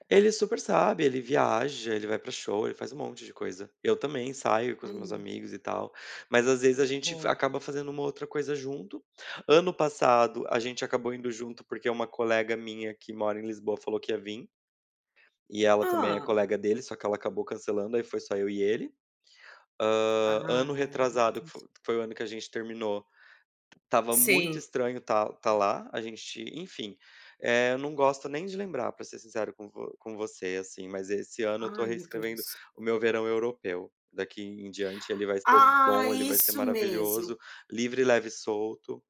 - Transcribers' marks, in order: unintelligible speech; tapping
- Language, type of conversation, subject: Portuguese, unstructured, Como você equilibra o trabalho e os momentos de lazer?